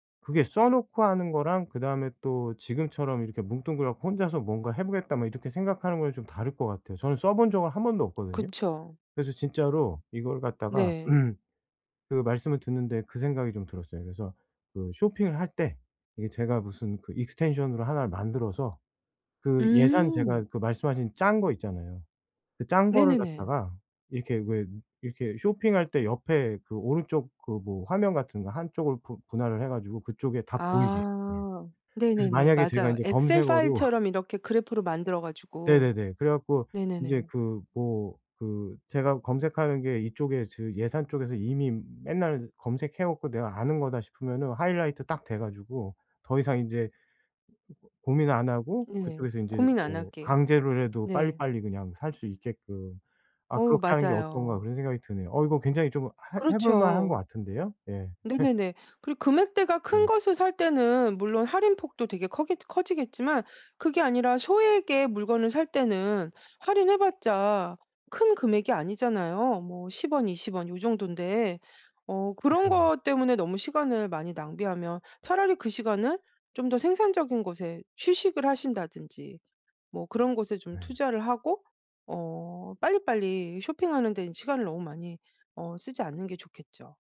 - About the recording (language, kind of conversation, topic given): Korean, advice, 쇼핑할 때 선택이 어려워 구매 결정을 자꾸 미루게 되면 어떻게 해야 하나요?
- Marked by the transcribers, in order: other background noise; throat clearing; in English: "extension으로"; put-on voice: "파일처럼"; laugh; tapping; laugh; laugh